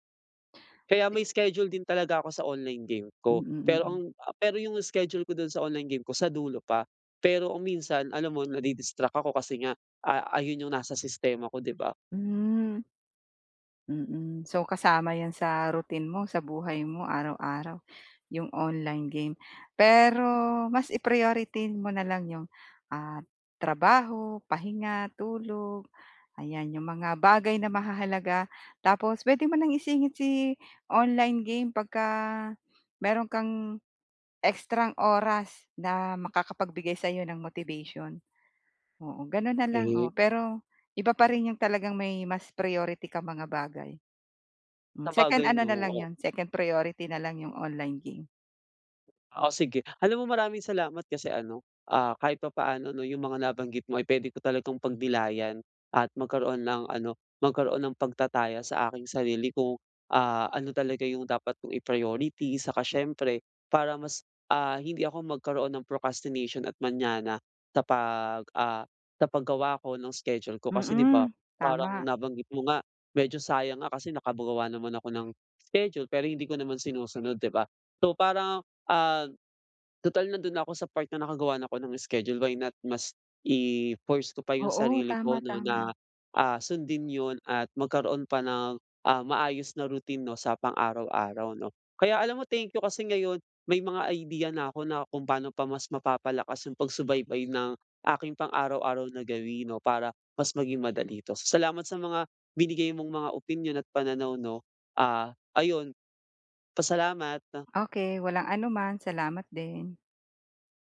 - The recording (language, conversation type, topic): Filipino, advice, Paano ko masusubaybayan nang mas madali ang aking mga araw-araw na gawi?
- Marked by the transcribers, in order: tongue click; in English: "online game"; in English: "online game"; in English: "nadi-distract"; in English: "routine"; in English: "online game"; in English: "i-priority"; in English: "online game"; in English: "motivation"; in English: "priority"; in English: "second priority"; in English: "online game"; in English: "i-priority"; in English: "procrastination"; in English: "i-force"; in English: "routine"; in English: "idea"